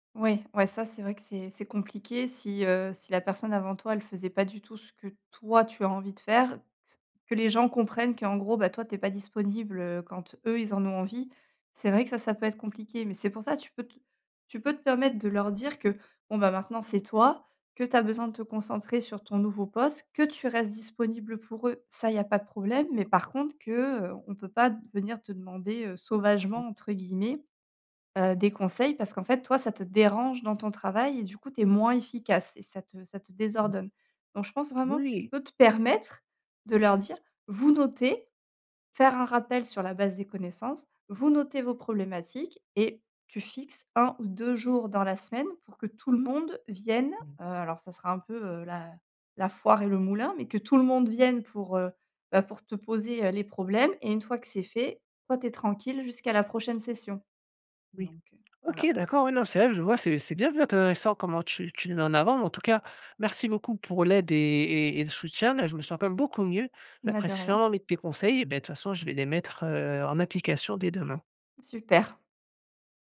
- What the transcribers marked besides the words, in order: stressed: "toi"; stressed: "moins"; stressed: "permettre"
- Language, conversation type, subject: French, advice, Comment décrirais-tu ton environnement de travail désordonné, et en quoi nuit-il à ta concentration profonde ?
- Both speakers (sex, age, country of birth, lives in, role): female, 35-39, France, France, advisor; male, 35-39, France, France, user